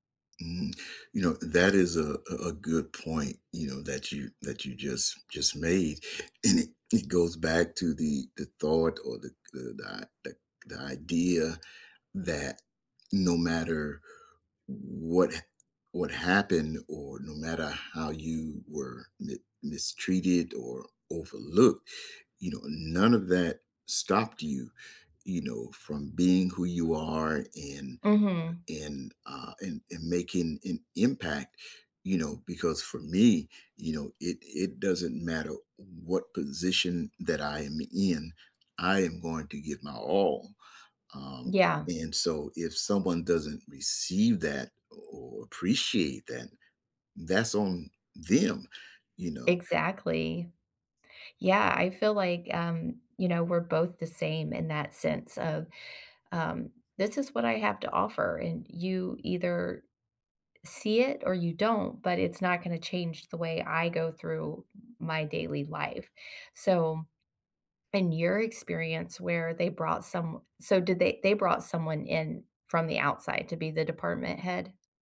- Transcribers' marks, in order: none
- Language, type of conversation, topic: English, unstructured, Have you ever felt overlooked for a promotion?